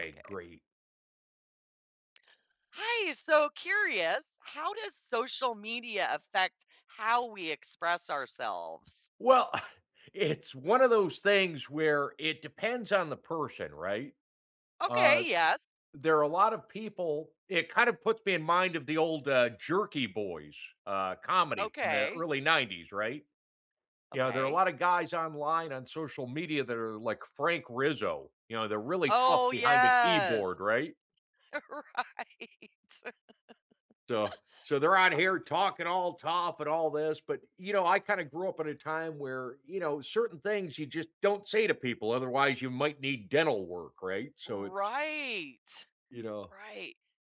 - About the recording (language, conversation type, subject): English, unstructured, How does social media affect how we express ourselves?
- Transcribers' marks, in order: chuckle; laughing while speaking: "it's"; drawn out: "yes"; laughing while speaking: "Right"; laugh; drawn out: "Right"